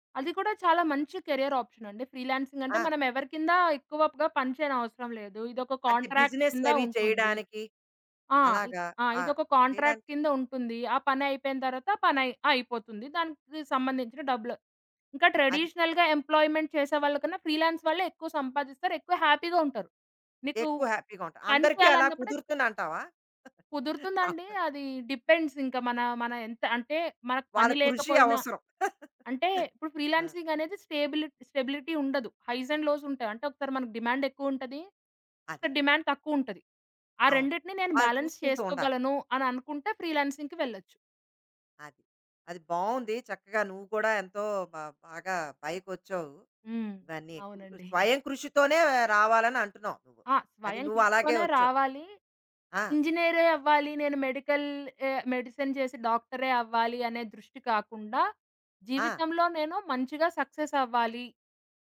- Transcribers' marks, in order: in English: "కాంట్రాక్ట్"; in English: "కంట్రాక్ట్"; in English: "ట్రెడిషనల్‌గా ఎంప్లాయిమెంట్"; in English: "ఫ్రీలాన్స్"; in English: "హ్యాపీ‌గా"; in English: "హ్యాపీ‌గా"; laughing while speaking: "అవును"; in English: "డిపెండ్స్"; in English: "స్టెబుల్ స్టెబిలిటీ"; chuckle; in English: "హైస్ అండ్"; in English: "డిమాండ్"; in English: "డిమాండ్"; in English: "బాలన్స్"; in English: "ఫ్రీలాన్సింగ్‌కి"; in English: "మెడికల్"; in English: "మెడిసిన్"
- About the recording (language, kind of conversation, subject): Telugu, podcast, వైద్యం, ఇంజనీరింగ్ కాకుండా ఇతర కెరీర్ అవకాశాల గురించి మీరు ఏమి చెప్పగలరు?